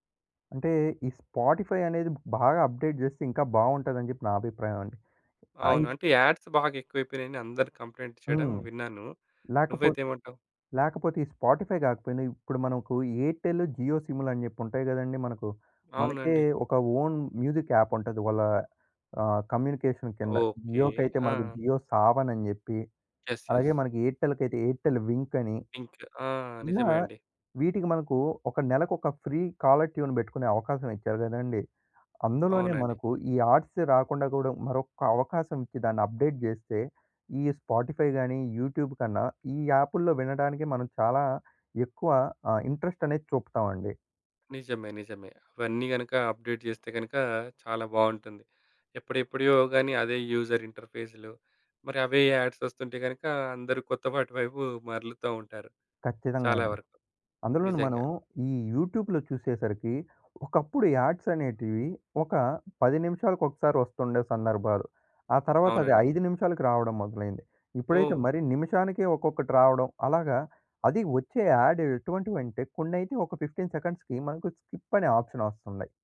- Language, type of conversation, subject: Telugu, podcast, షేర్ చేసుకునే పాటల జాబితాకు పాటలను ఎలా ఎంపిక చేస్తారు?
- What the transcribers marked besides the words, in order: in English: "స్పాటిఫై"; in English: "అప్‌డేట్"; in English: "యాడ్స్"; in English: "కంప్లెయింట్"; in English: "స్పాటిఫై"; in English: "ఓన్ మ్యూజిక్ యాప్"; in English: "కమ్యూనికేషన్"; in English: "యెస్. యెస్"; in English: "పింక్"; in English: "ఫ్రీ కాలర్‌టూన్"; in English: "ఆర్ట్స్"; in English: "అప్‌డేట్"; in English: "స్పాటిఫై"; in English: "యూట్యూబ్"; in English: "ఇంట్రెస్ట్"; in English: "అప్‌డేట్"; in English: "యూజర్"; in English: "యాడ్స్"; in English: "యూట్యూబ్‌లో"; in English: "యాడ్స్"; in English: "యాడ్"; in English: "ఫిఫ్టీన్ సెకండ్స్‌కి"; in English: "స్కిప్"; in English: "ఆప్షన్"